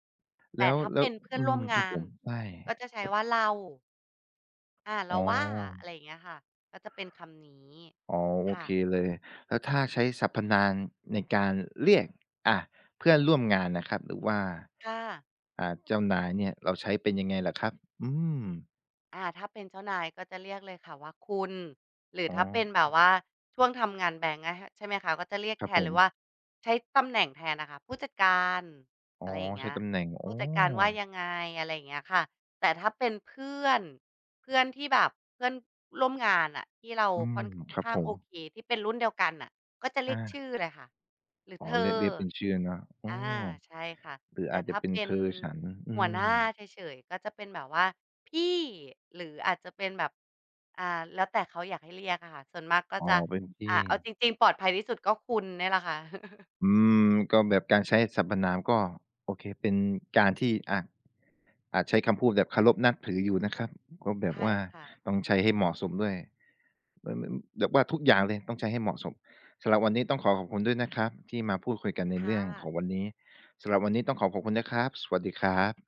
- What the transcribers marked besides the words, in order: "สรรพนาม" said as "สรรพนาง"; other noise; chuckle
- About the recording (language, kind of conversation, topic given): Thai, podcast, คุณปรับวิธีใช้ภาษาตอนอยู่กับเพื่อนกับตอนทำงานต่างกันไหม?